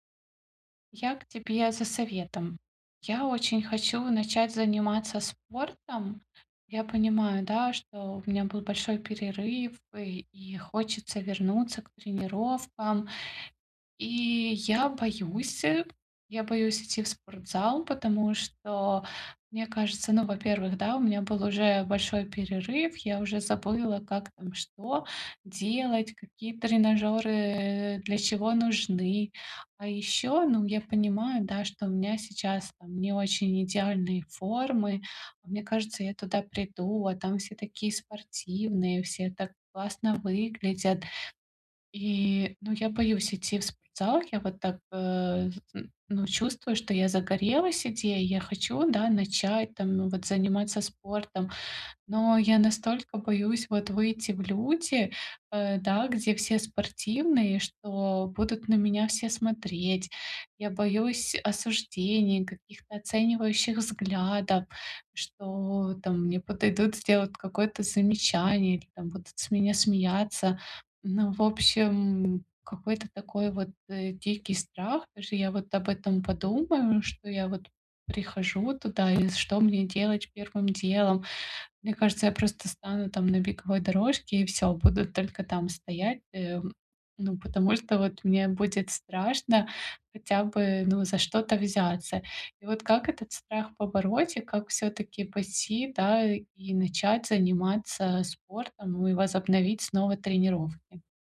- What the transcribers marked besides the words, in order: other background noise; tapping; chuckle
- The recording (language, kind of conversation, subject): Russian, advice, Как мне начать заниматься спортом, не боясь осуждения окружающих?
- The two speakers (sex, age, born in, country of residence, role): female, 35-39, Ukraine, Bulgaria, user; female, 35-39, Ukraine, United States, advisor